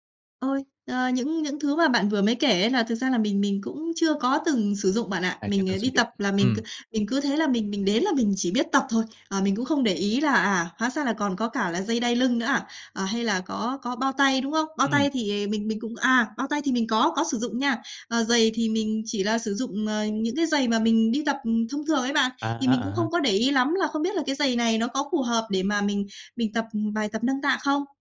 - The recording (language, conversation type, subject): Vietnamese, advice, Bạn lo lắng thế nào về nguy cơ chấn thương khi nâng tạ hoặc tập nặng?
- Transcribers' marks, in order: tapping